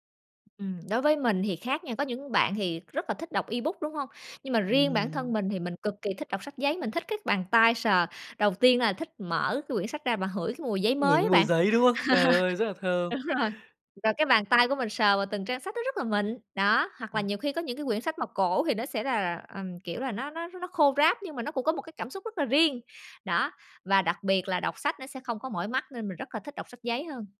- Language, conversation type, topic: Vietnamese, podcast, Bạn thường tìm cảm hứng cho sở thích của mình ở đâu?
- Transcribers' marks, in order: in English: "ebook"; other background noise; tapping; laugh; laughing while speaking: "Đúng rồi"